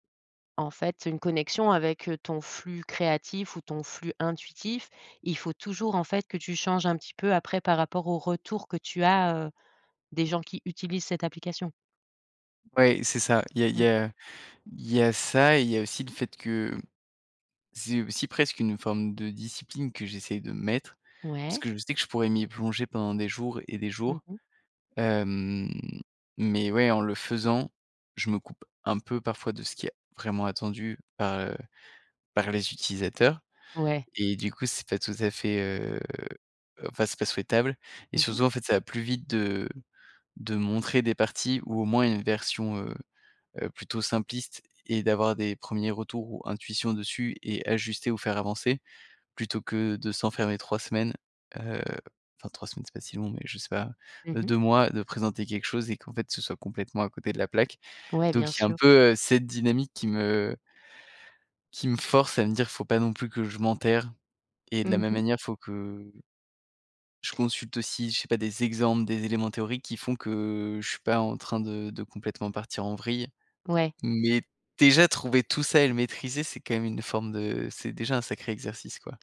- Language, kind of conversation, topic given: French, podcast, Qu’est-ce qui te met dans un état de création intense ?
- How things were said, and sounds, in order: none